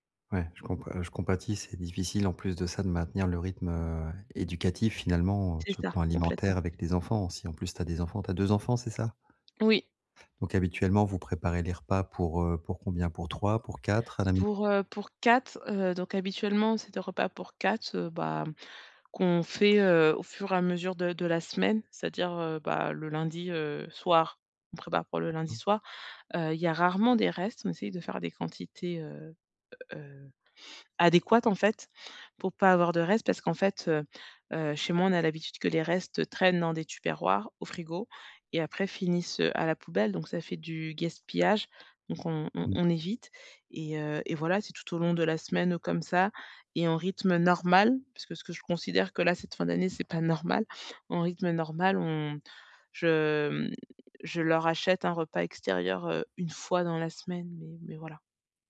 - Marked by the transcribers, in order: tapping; other background noise
- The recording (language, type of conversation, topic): French, advice, Comment planifier mes repas quand ma semaine est surchargée ?